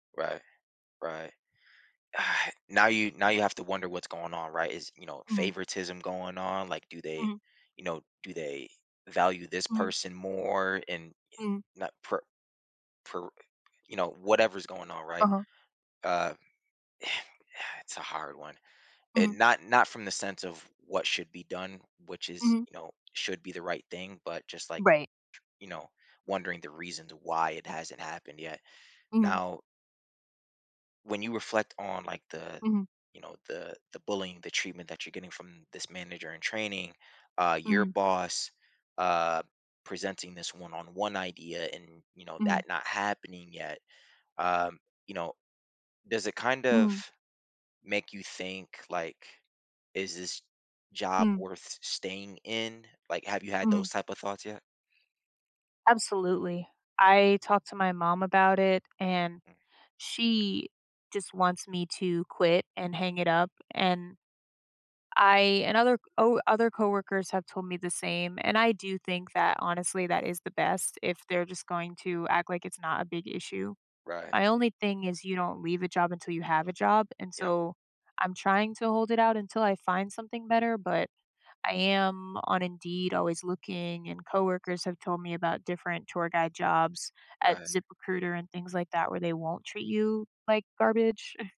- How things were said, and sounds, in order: exhale; sigh; unintelligible speech; scoff
- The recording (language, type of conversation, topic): English, advice, How can I cope with workplace bullying?